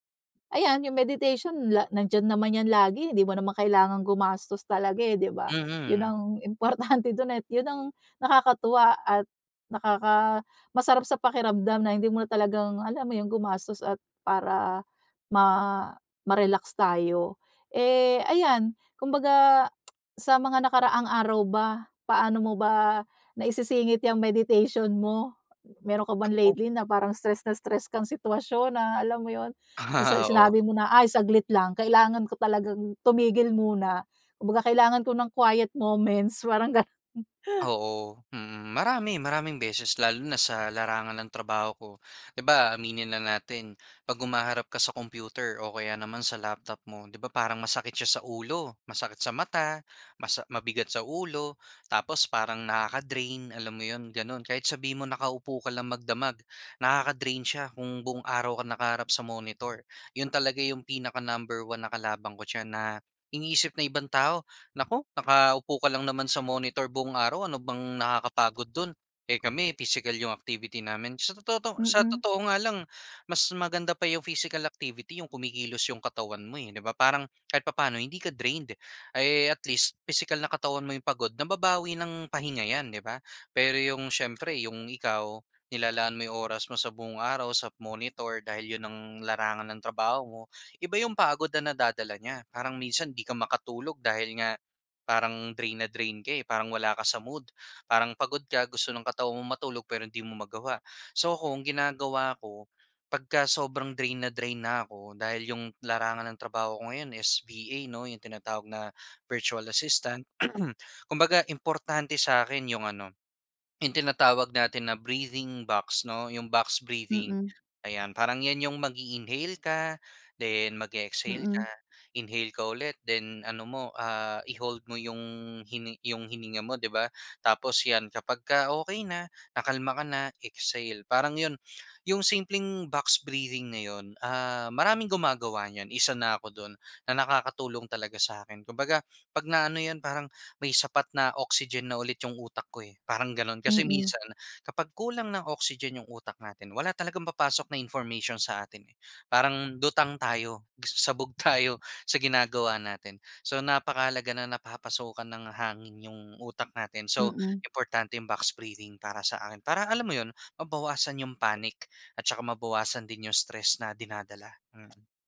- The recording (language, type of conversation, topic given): Filipino, podcast, Paano mo ginagamit ang pagmumuni-muni para mabawasan ang stress?
- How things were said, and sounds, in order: laughing while speaking: "importante dun, eh"; tapping; tsk; in English: "quiet moments"; chuckle; other background noise; other street noise; throat clearing; in English: "breathing box"; in English: "box breathing"; in English: "box breathing"